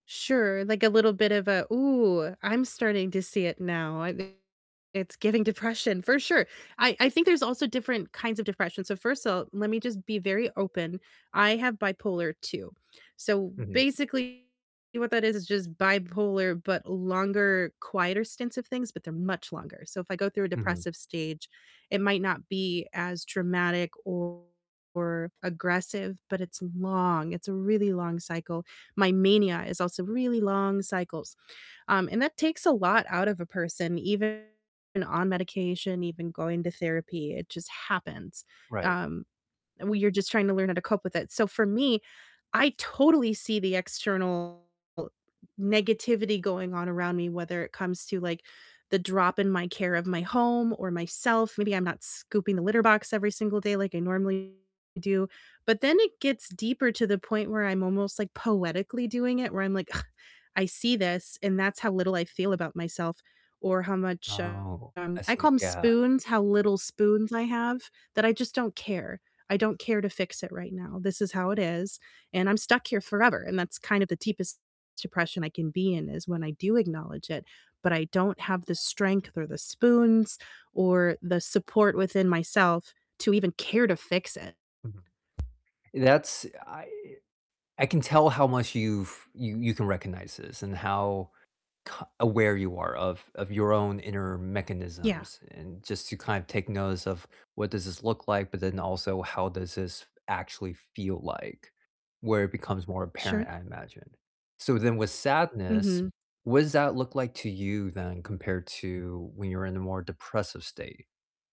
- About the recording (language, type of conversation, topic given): English, unstructured, How can you tell the difference between sadness and depression?
- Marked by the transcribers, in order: distorted speech; other background noise; tapping